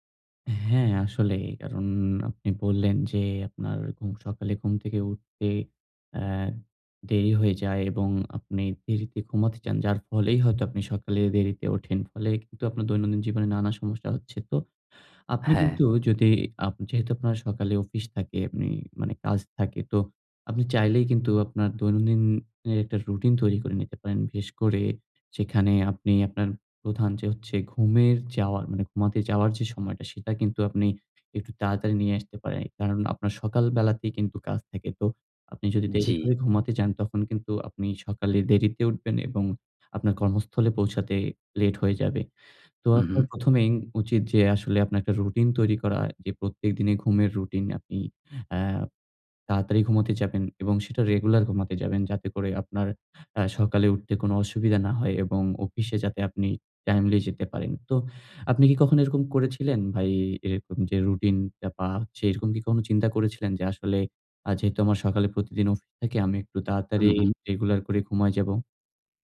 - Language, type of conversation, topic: Bengali, advice, প্রতিদিন সকালে সময়মতো উঠতে আমি কেন নিয়মিত রুটিন মেনে চলতে পারছি না?
- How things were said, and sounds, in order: none